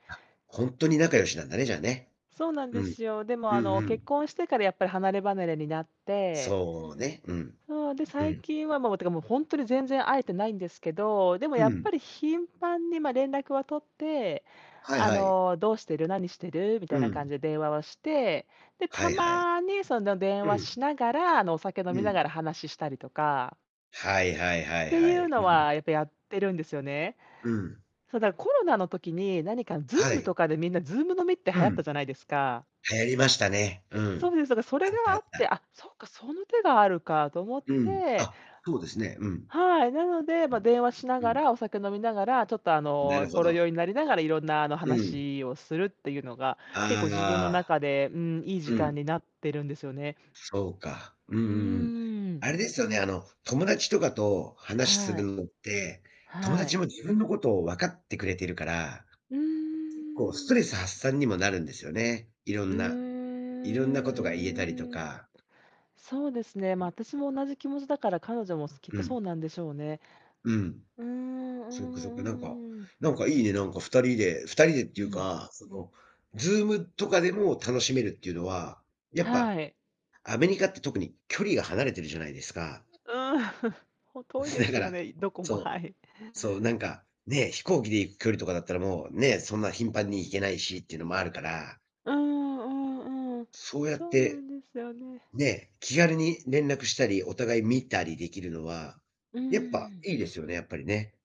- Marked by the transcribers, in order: other background noise; tapping; distorted speech; drawn out: "うーん"; "アメリカ" said as "アメニカ"; other noise; laughing while speaking: "うん"; chuckle
- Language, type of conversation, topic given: Japanese, unstructured, 家族や友達とは、普段どのように時間を過ごしていますか？
- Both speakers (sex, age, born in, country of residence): female, 35-39, Japan, United States; male, 45-49, Japan, United States